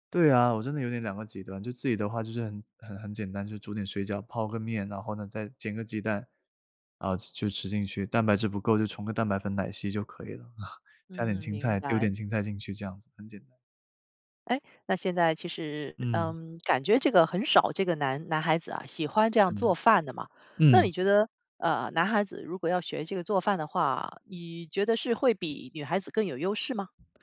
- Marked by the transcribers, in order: "吃" said as "cī"; chuckle; unintelligible speech; other background noise
- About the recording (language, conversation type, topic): Chinese, podcast, 你是怎么开始学做饭的？